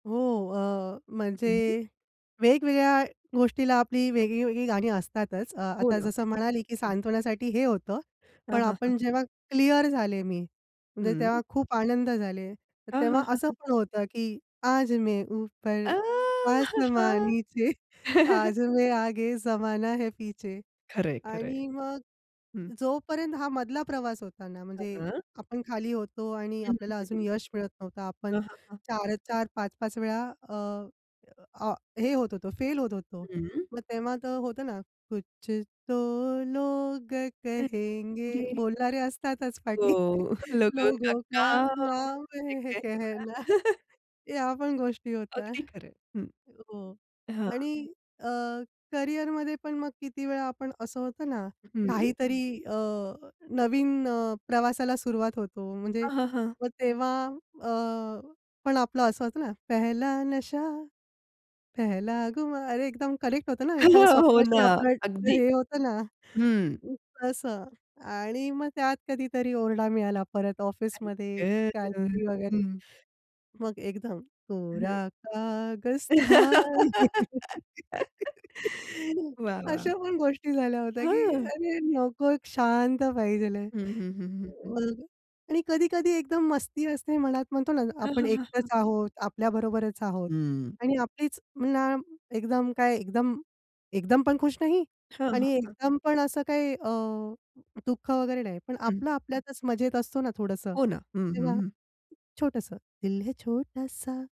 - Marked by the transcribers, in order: joyful: "आ हा हा!"; chuckle; joyful: "आज मै उपर आसमा नीचे, आज मै आगे जमाना है पीछे"; singing: "आज मै उपर आसमा नीचे"; laughing while speaking: "नीचे"; chuckle; other background noise; singing: "कुछ तो लोग कहेंगे"; singing: "लोगों का काम है केहना"; laughing while speaking: "पाठी"; laugh; chuckle; laughing while speaking: "कहना"; singing: "पहला नशा पहला खुमार"; laugh; tapping; singing: "कोरा कागज था ये"; laugh; laughing while speaking: "अशा पण गोष्टी झाल्या होत्या की अरे नको, एक शांत पाहिजेल आहे"; "पाहिजे" said as "पाहिजेल"; singing: "दिल है छोटासा"
- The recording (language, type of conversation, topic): Marathi, podcast, तुला कोणत्या गाण्यांनी सांत्वन दिलं आहे?